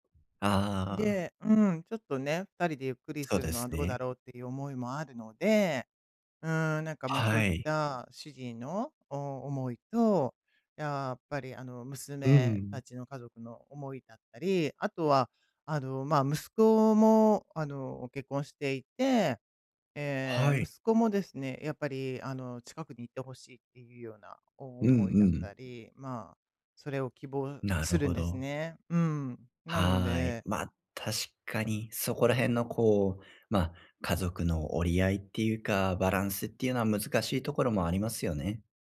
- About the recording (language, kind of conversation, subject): Japanese, advice, 家族の期待とうまく折り合いをつけるにはどうすればいいですか？
- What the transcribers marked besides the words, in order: none